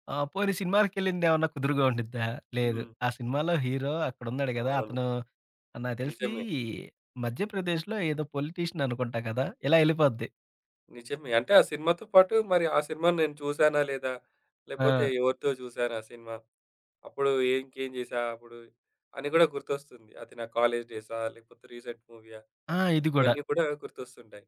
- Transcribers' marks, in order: in English: "పొలిటీషియన్"; in English: "కాలేజ్"; in English: "రీసెంట్"
- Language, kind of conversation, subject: Telugu, podcast, ఆలోచనలు వేగంగా పరుగెత్తుతున్నప్పుడు వాటిని ఎలా నెమ్మదింపచేయాలి?